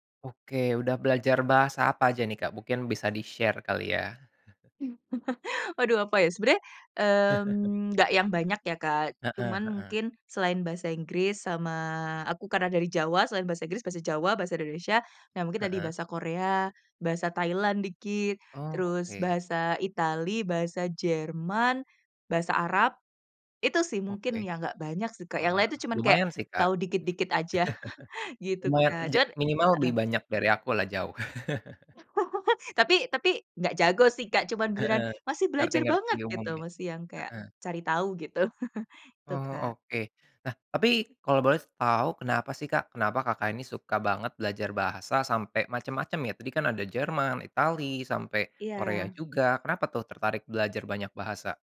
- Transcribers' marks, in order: in English: "di-share"; chuckle; other background noise; laugh; laugh; laugh; chuckle; laugh; chuckle
- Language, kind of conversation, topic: Indonesian, podcast, Apa yang membuat proses belajar terasa menyenangkan bagi kamu?